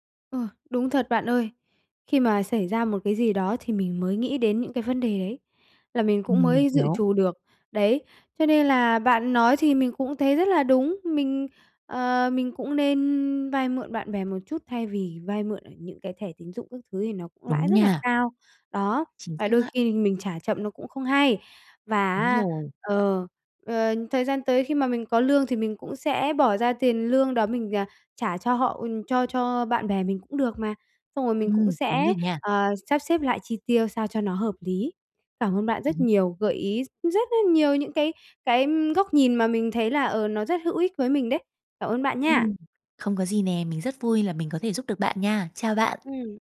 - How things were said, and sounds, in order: other background noise; tapping; unintelligible speech
- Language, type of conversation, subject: Vietnamese, advice, Bạn đã gặp khoản chi khẩn cấp phát sinh nào khiến ngân sách của bạn bị vượt quá dự kiến không?